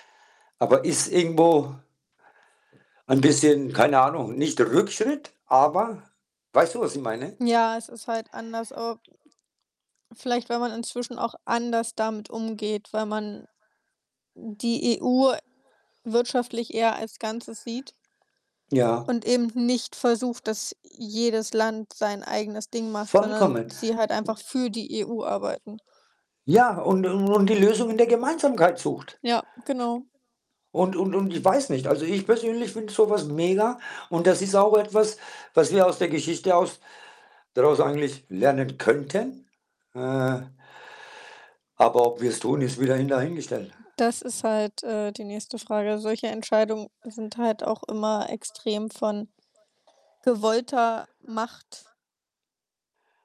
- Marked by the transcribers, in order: distorted speech; tapping; background speech; unintelligible speech; other background noise; static
- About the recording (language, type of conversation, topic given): German, unstructured, Wie kann uns die Geschichte helfen, Fehler zu vermeiden?